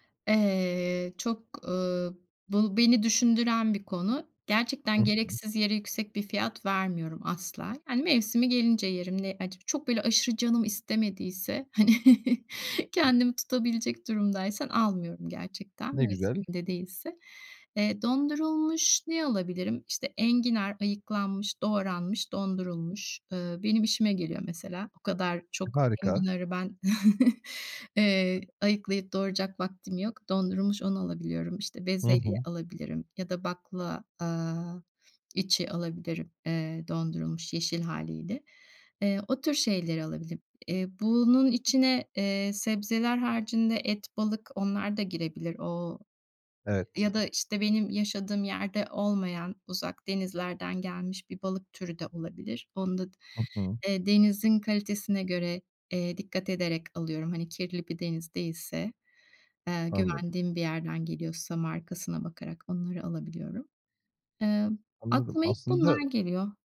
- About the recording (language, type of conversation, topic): Turkish, podcast, Yerel ve mevsimlik yemeklerle basit yaşam nasıl desteklenir?
- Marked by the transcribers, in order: chuckle; other background noise; chuckle; other noise